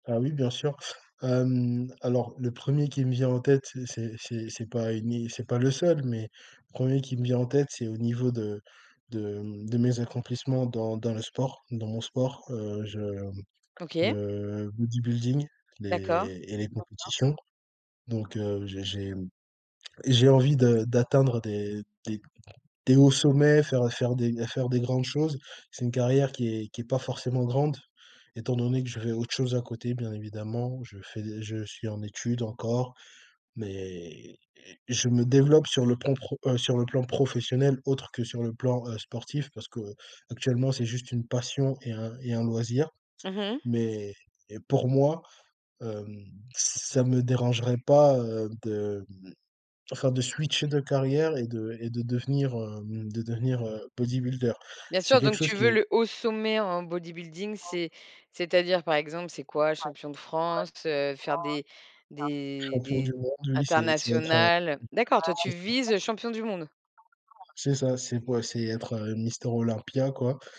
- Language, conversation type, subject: French, podcast, Comment définissez-vous une vie réussie ?
- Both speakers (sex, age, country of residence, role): female, 40-44, France, host; male, 20-24, France, guest
- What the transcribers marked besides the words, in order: background speech; drawn out: "mais"; stressed: "passion"; other noise